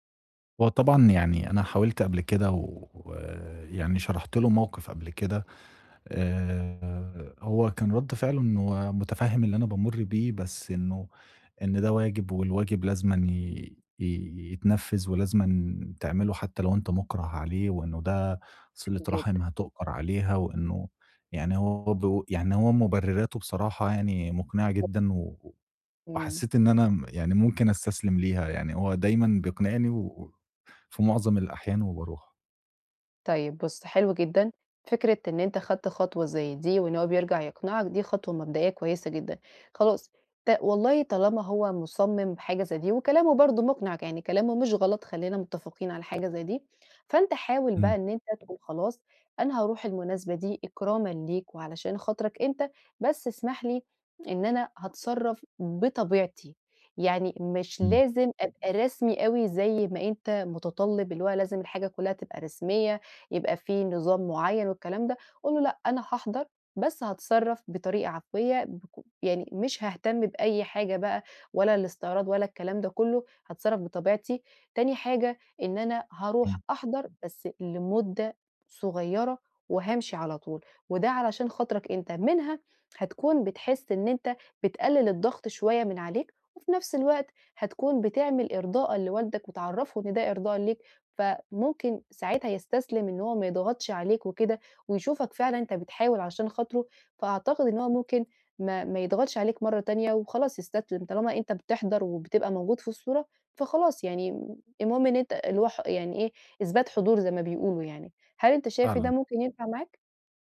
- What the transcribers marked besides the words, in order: other background noise; unintelligible speech
- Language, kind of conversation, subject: Arabic, advice, إزاي أتعامل مع الإحساس بالإرهاق من المناسبات الاجتماعية؟